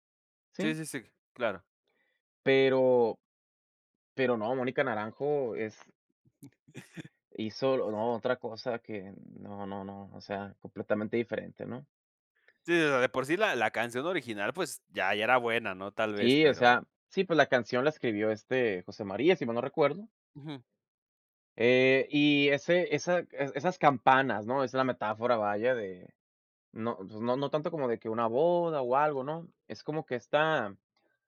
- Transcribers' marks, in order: chuckle
- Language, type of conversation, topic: Spanish, podcast, ¿Cuál es tu canción favorita de todos los tiempos?